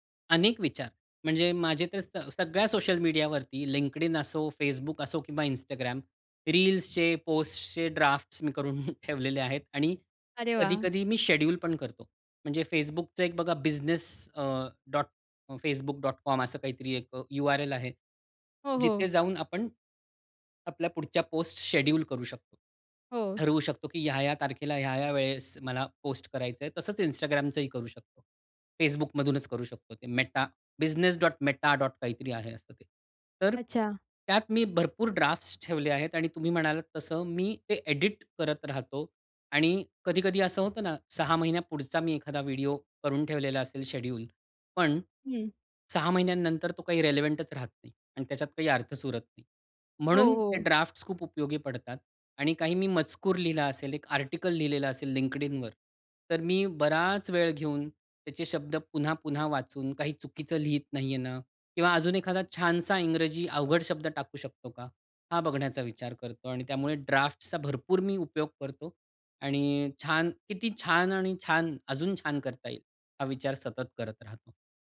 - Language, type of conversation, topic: Marathi, podcast, सोशल मीडियावर काय शेअर करावं आणि काय टाळावं, हे तुम्ही कसं ठरवता?
- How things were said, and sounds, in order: chuckle; in English: "रेलेव्हंटच"